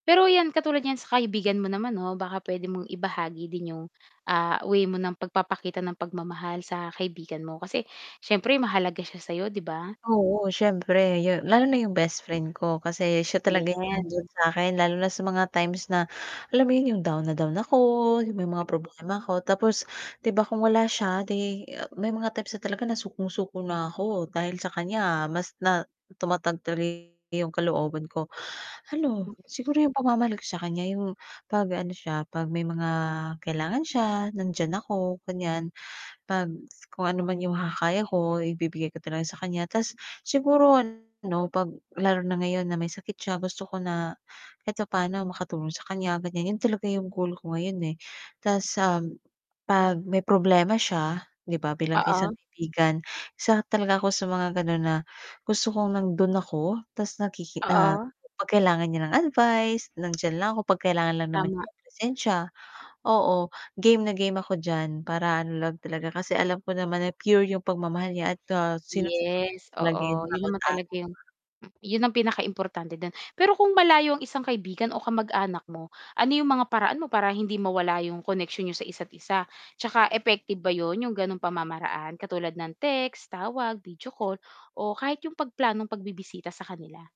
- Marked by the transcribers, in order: static; distorted speech; mechanical hum; other background noise; tapping
- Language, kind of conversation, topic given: Filipino, podcast, Paano mo pinapangalagaan ang ugnayan mo sa pamilya o mga kaibigan?